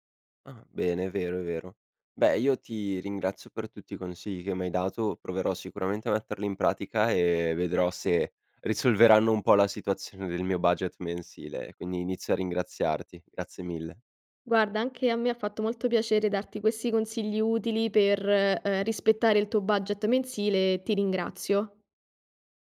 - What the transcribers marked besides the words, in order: other background noise
- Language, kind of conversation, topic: Italian, advice, Come posso rispettare un budget mensile senza sforarlo?